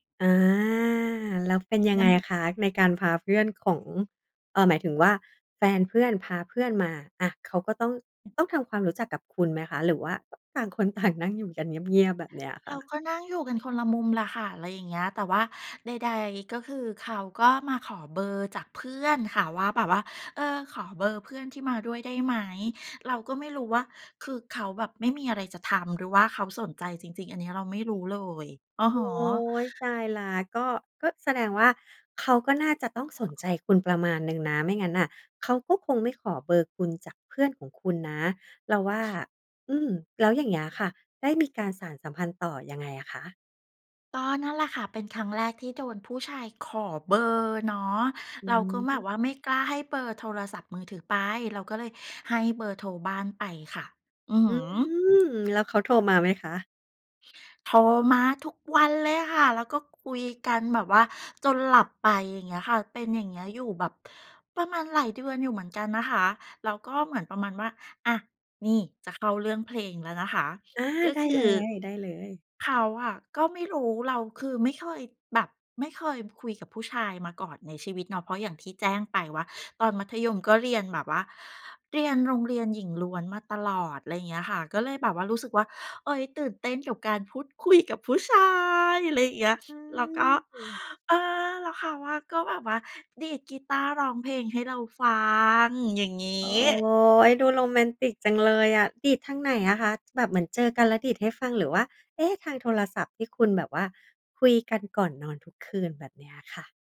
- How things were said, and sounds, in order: drawn out: "อา"; unintelligible speech; other background noise; laughing while speaking: "ต่าง"; joyful: "โทรมาทุกวันเลยค่ะ"; laughing while speaking: "คุย"; joyful: "กับผู้ชาย"; joyful: "เออ แล้วเขาอะก็แบบว่าดีดกีตาร์ร้องเพลงให้เราฟัง อย่างงี้"
- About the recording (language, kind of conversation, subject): Thai, podcast, เพลงไหนพาให้คิดถึงความรักครั้งแรกบ้าง?